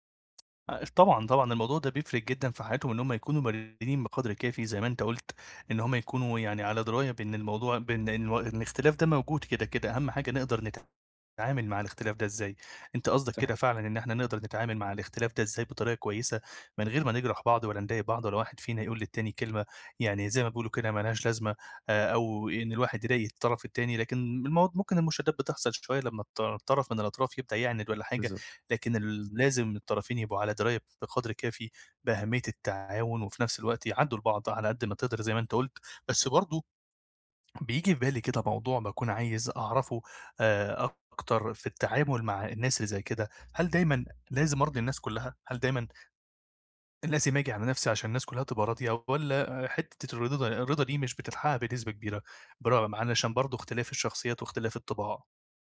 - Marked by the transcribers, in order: tapping
- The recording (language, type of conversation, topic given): Arabic, advice, إزاي أقدر أحافظ على شخصيتي وأصالتي من غير ما أخسر صحابي وأنا بحاول أرضي الناس؟